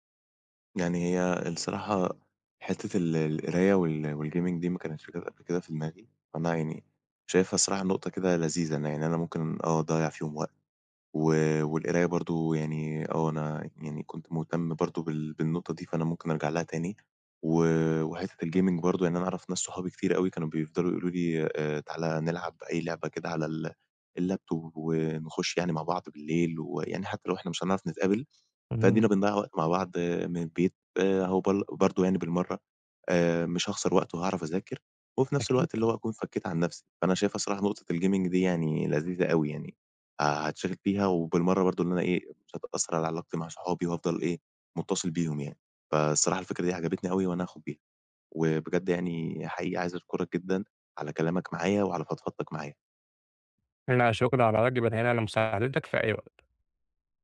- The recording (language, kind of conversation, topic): Arabic, advice, إزاي أتعامل مع إحساسي إن أيامي بقت مكررة ومفيش شغف؟
- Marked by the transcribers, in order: in English: "والgaming"; in English: "الgaming"; in English: "اللاب توب"; in English: "الgaming"